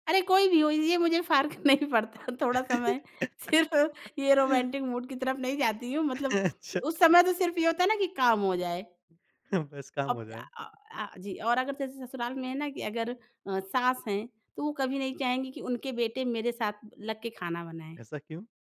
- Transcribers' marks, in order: laughing while speaking: "नहीं पड़ता थोड़ा समय सिर्फ़"; chuckle; in English: "रोमांटिक मूड"; chuckle
- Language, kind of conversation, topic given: Hindi, podcast, दूसरों के साथ मिलकर खाना बनाना आपके लिए कैसा अनुभव होता है?